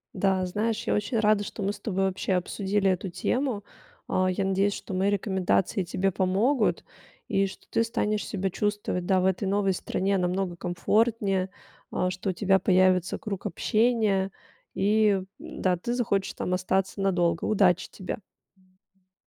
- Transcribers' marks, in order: tapping; alarm
- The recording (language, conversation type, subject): Russian, advice, Как вы переживаете тоску по дому и близким после переезда в другой город или страну?